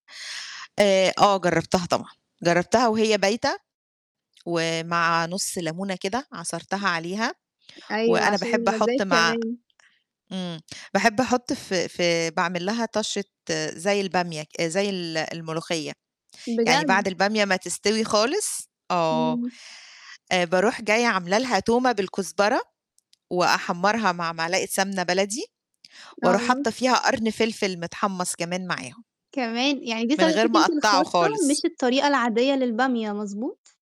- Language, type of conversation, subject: Arabic, podcast, إيه أفكارك عشان تحوّل بواقي الأكل لأطباق شكلها حلو وتفتح النفس؟
- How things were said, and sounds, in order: other noise; tapping; distorted speech